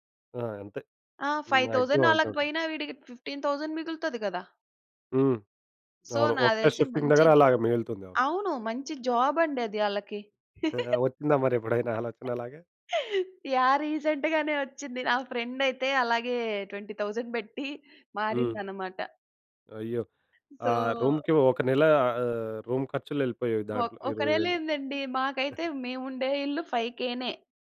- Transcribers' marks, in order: in English: "మాక్సిమం"; in English: "ఫైవ్ థౌసండ్"; in English: "ఫిఫ్టీన్ థౌసండ్"; in English: "షిఫ్టింగ్"; in English: "సో"; laughing while speaking: "ఆహా! వచ్చిందా మరెప్పుడైనా ఆలోచన అలాగా?"; chuckle; laughing while speaking: "యాహ్! రీసెంట్ గానే వచ్చింది"; in English: "రీసెంట్"; in English: "ట్వెంటీ థౌసండ్"; other background noise; in English: "సో"; in English: "రూమ్‌కి"; other noise; in English: "ఫైవ్ కే‌నే"
- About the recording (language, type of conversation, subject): Telugu, podcast, అద్దె ఇంటికి మీ వ్యక్తిగత ముద్రను సహజంగా ఎలా తీసుకురావచ్చు?